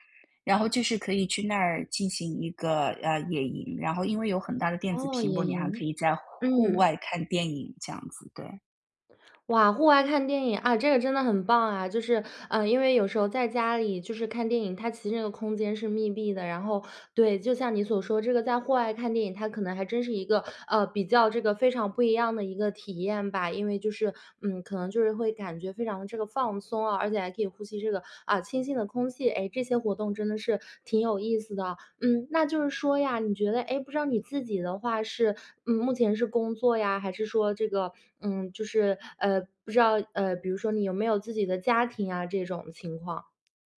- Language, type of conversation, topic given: Chinese, podcast, 城市里怎么找回接触大自然的机会？
- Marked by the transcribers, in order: none